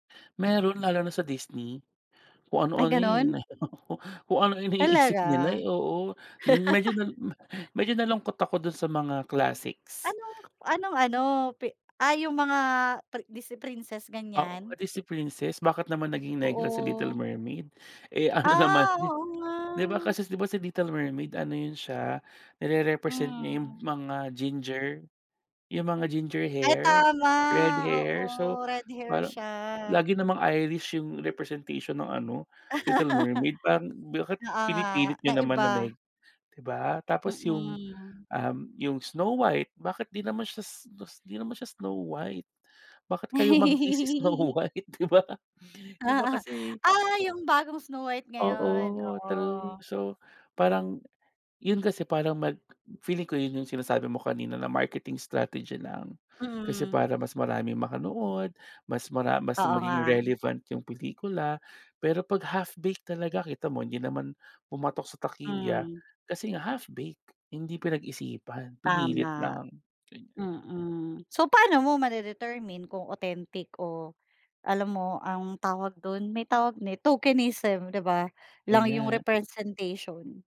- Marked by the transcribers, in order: surprised: "Ay, gano'n?"; laughing while speaking: "nahilo ko"; laugh; other background noise; laughing while speaking: "ano naman di"; drawn out: "tama"; laugh; giggle; laughing while speaking: "Snow White, 'di ba?"; laugh; in English: "half-baked"; in English: "half-baked"; in English: "tokenism"
- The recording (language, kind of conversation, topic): Filipino, podcast, Bakit mas nagiging magkakaiba ang mga pelikula at palabas sa panahon ngayon?